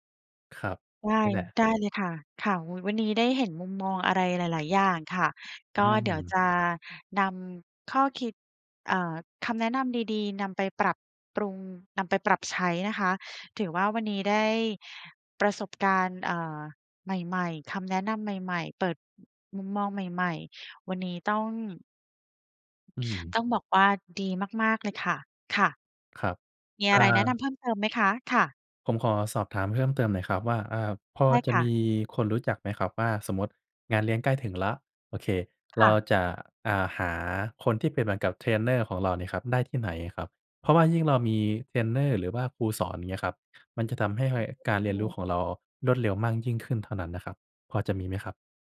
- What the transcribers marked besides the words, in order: none
- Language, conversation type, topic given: Thai, advice, คุณรับมือกับการได้รับมอบหมายงานในบทบาทใหม่ที่ยังไม่คุ้นเคยอย่างไร?